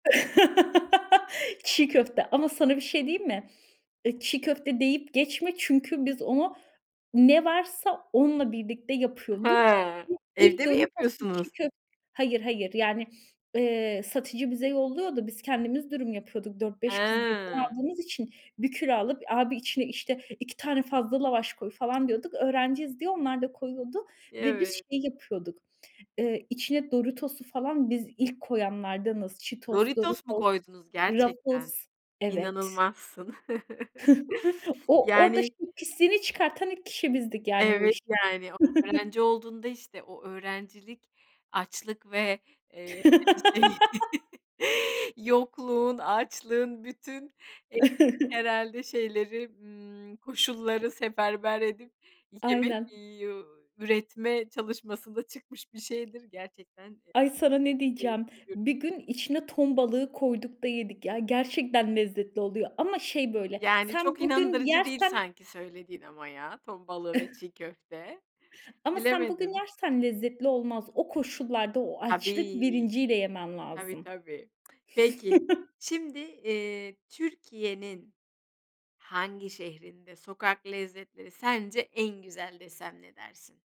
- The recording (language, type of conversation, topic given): Turkish, podcast, Sokak lezzetleri arasında en çok hangisini özlüyorsun?
- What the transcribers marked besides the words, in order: chuckle; unintelligible speech; chuckle; chuckle; other background noise; laugh; laughing while speaking: "şey"; chuckle; chuckle; tapping; chuckle; chuckle